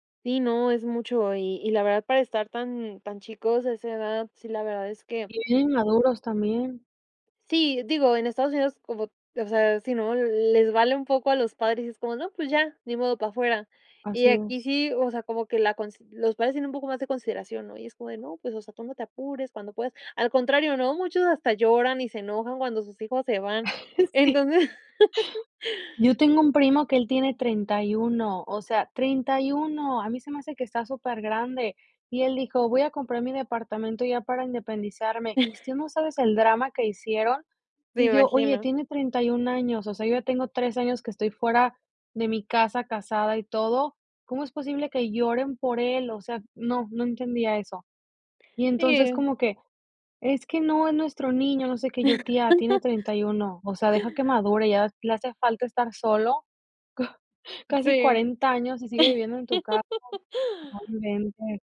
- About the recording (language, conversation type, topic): Spanish, podcast, ¿A qué cosas te costó más acostumbrarte cuando vivías fuera de casa?
- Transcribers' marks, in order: tapping; laughing while speaking: "Sí"; laugh; other background noise; chuckle; chuckle; laugh